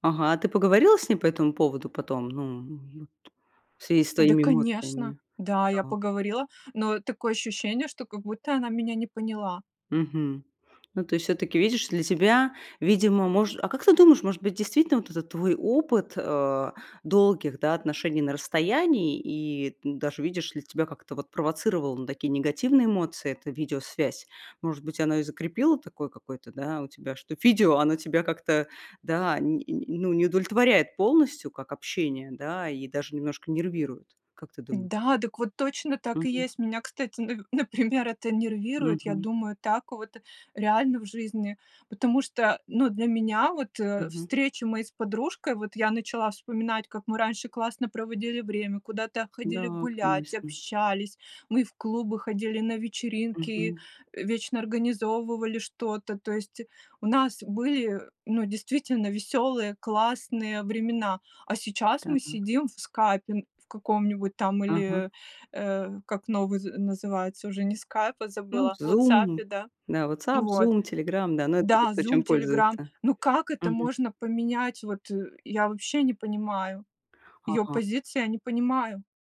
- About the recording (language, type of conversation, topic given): Russian, podcast, Как смартфоны меняют наши личные отношения в повседневной жизни?
- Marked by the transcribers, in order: tapping